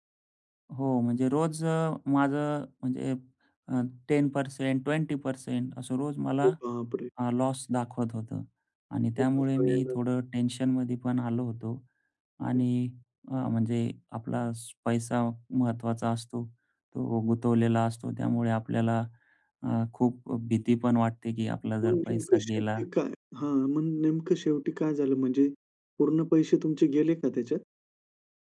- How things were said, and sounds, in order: in English: "टेन पर्सेंट ट्वेंटी पर्सेंट"
- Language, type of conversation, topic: Marathi, podcast, कामात अपयश आलं तर तुम्ही काय शिकता?